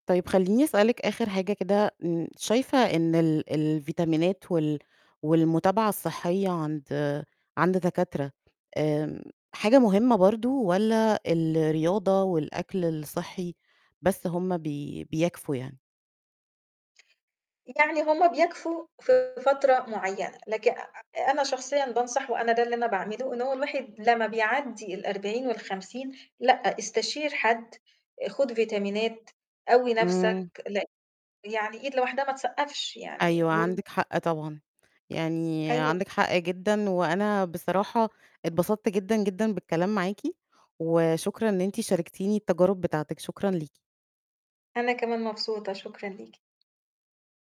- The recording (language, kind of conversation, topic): Arabic, podcast, إزاي بتحافظ على حماسك لعادات صحية على المدى الطويل؟
- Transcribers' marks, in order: other background noise; distorted speech; tapping